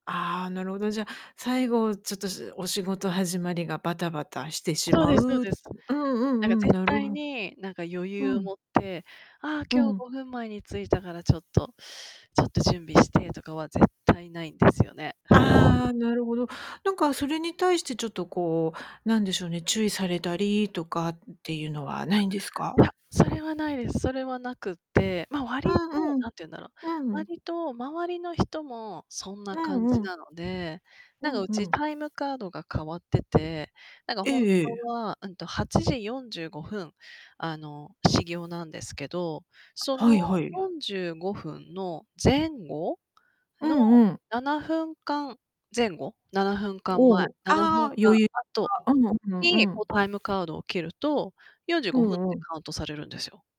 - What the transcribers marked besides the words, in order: distorted speech
- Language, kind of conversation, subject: Japanese, advice, いつも約束や出社に遅刻してしまうのはなぜですか？